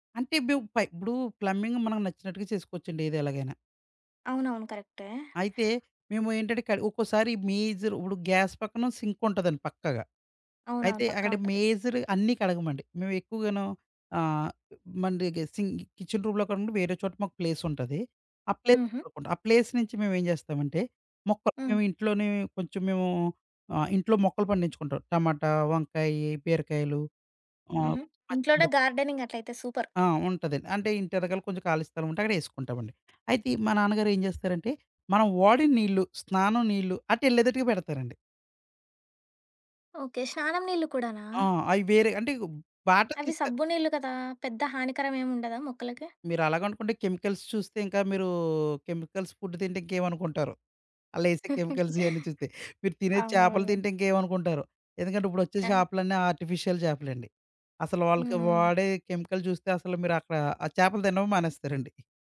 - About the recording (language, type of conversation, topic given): Telugu, podcast, ఇంట్లో నీటిని ఆదా చేయడానికి మనం చేయగల పనులు ఏమేమి?
- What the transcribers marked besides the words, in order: in English: "ప్లంబింగ్"; in English: "గ్యాస్"; other background noise; in English: "సింక్ కిచెన్ రూమ్‌లో"; in English: "ప్లేస్‌లో"; in English: "ప్లేస్"; in English: "గార్డెనింగ్"; in English: "సూపర్!"; in English: "కెమికల్స్"; in English: "కెమికల్స్ ఫుడ్"; in English: "కెమికల్స్"; giggle; tapping; giggle; in English: "ఆర్టిఫిషియల్"; in English: "కెమికల్"